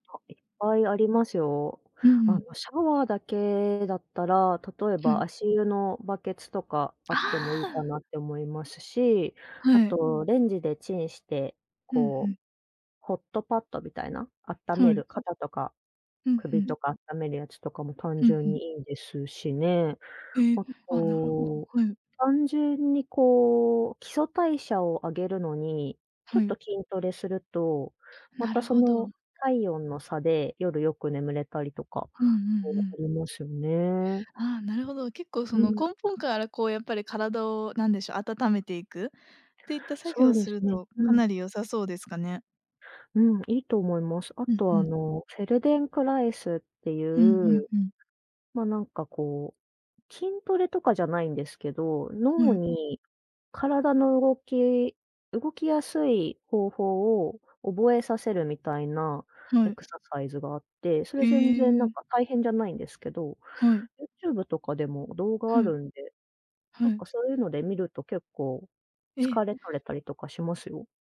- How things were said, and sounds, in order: none
- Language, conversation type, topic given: Japanese, advice, SNSやスマホが気になって作業が進まないのは、どんなときですか？